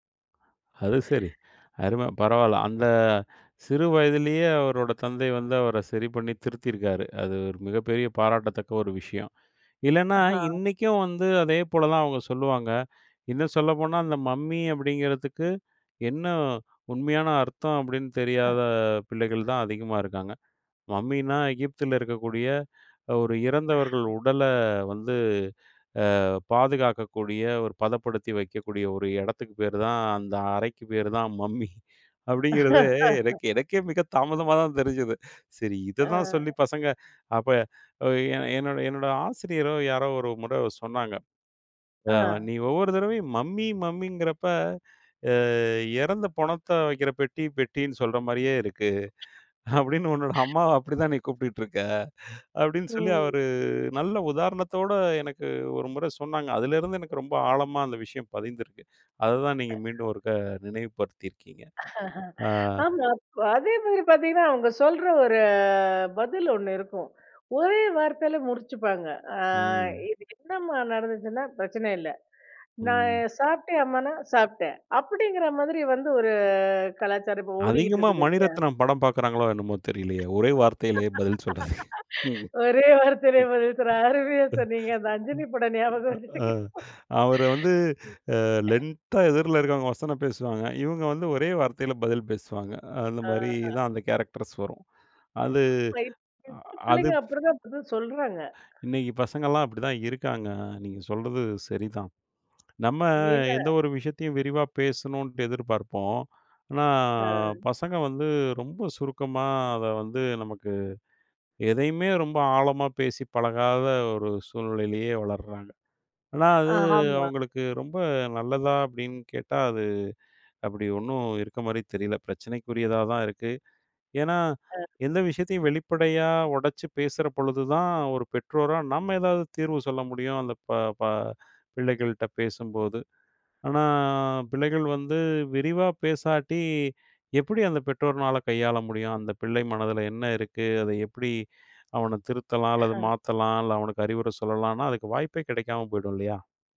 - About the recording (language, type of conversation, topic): Tamil, podcast, இப்போது பெற்றோரும் பிள்ளைகளும் ஒருவருடன் ஒருவர் பேசும் முறை எப்படி இருக்கிறது?
- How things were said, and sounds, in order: other noise; chuckle; chuckle; laughing while speaking: "அப்டிங்கிறதே எனக் எனக்கு எனக்கே மிக தாமதமா தான் தெரிஞ்சுது"; laugh; laughing while speaking: "அப்டின்னு உன்னோட அம்மாவ அப்டிதான் நீ கூப்பிட்டுட்டு இருக்க"; laugh; drawn out: "ஒரு"; drawn out: "ஒரு"; laugh; chuckle; laughing while speaking: "ஞாபகம் வருதுங்க இப்போ"; laugh; in English: "கேரக்டர்ஸ்"; unintelligible speech; drawn out: "ஆனா"